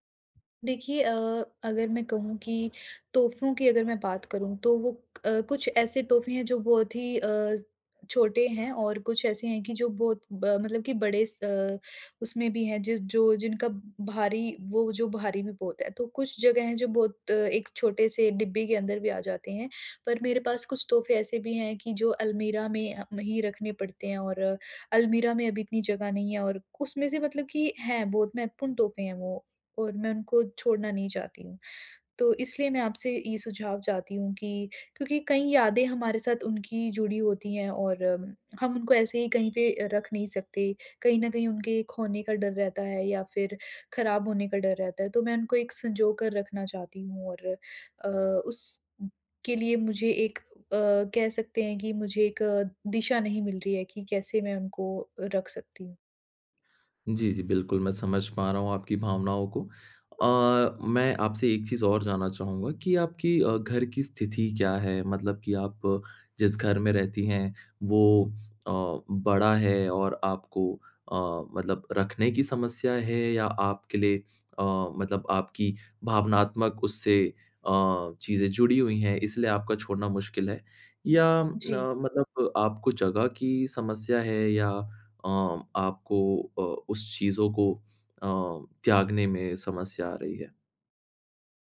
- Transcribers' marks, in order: none
- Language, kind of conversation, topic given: Hindi, advice, उपहारों और यादगार चीज़ों से घर भर जाने पर उन्हें छोड़ना मुश्किल क्यों लगता है?